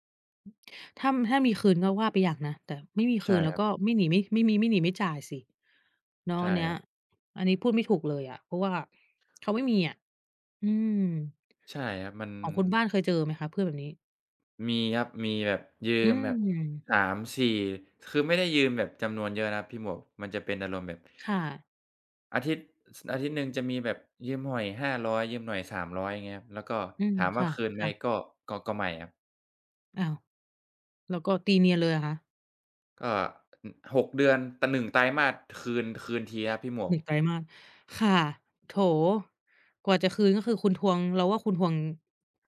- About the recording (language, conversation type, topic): Thai, unstructured, เพื่อนที่ดีมีผลต่อชีวิตคุณอย่างไรบ้าง?
- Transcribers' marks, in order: other background noise